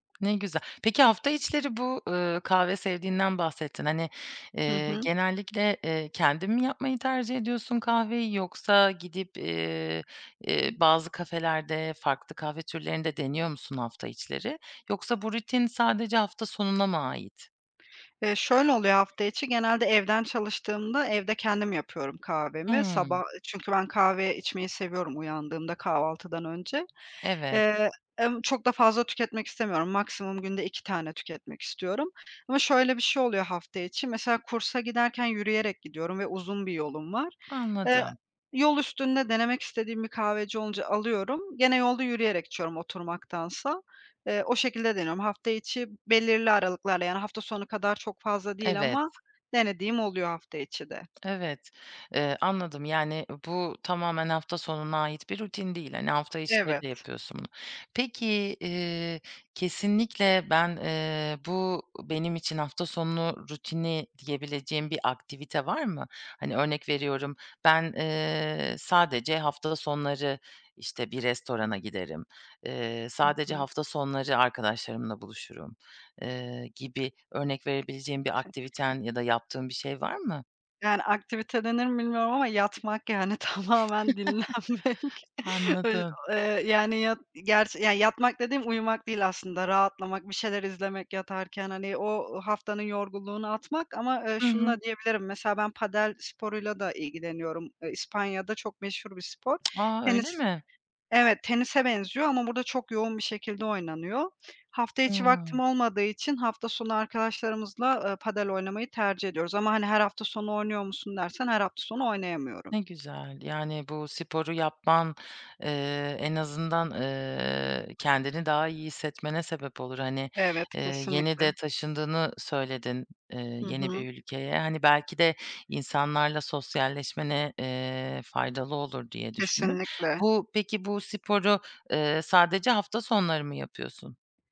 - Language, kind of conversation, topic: Turkish, podcast, Hafta içi ve hafta sonu rutinlerin nasıl farklılaşıyor?
- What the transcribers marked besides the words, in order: other background noise; tapping; giggle; laughing while speaking: "tamamen dinlenmek"; chuckle; lip smack